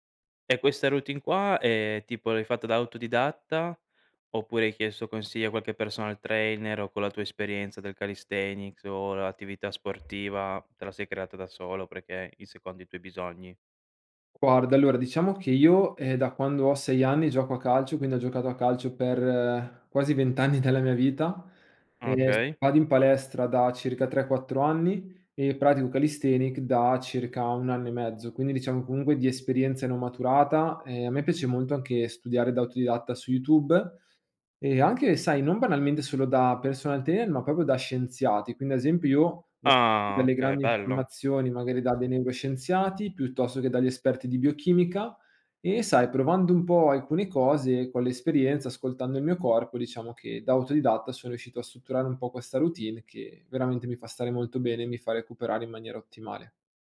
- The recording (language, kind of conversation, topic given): Italian, podcast, Come creare una routine di recupero che funzioni davvero?
- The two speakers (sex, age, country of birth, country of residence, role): male, 25-29, Italy, Italy, guest; male, 25-29, Italy, Italy, host
- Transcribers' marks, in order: in English: "personal trainer"; tapping; laughing while speaking: "anni"; "calisthenics" said as "calisthenic"; in English: "personal trainer"; "proprio" said as "propio"